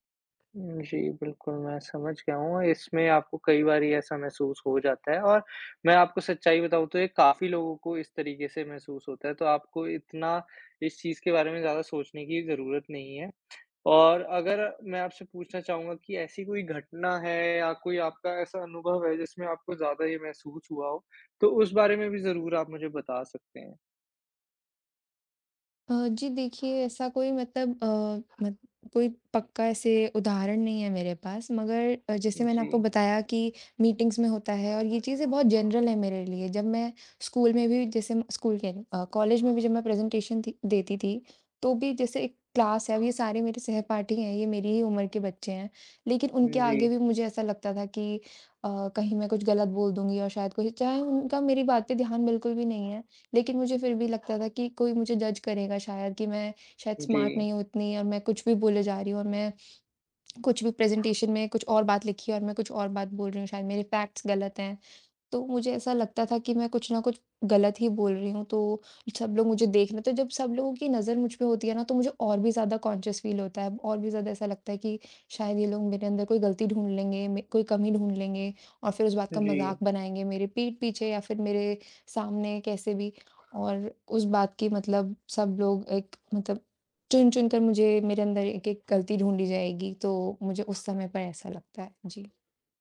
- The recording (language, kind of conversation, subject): Hindi, advice, सार्वजनिक रूप से बोलने का भय
- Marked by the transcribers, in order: in English: "मीटिंग्स"; in English: "जनरल"; in English: "क्लास"; tapping; in English: "जज"; in English: "स्मार्ट"; in English: "फैक्ट्स"; in English: "कॉन्शियस फील"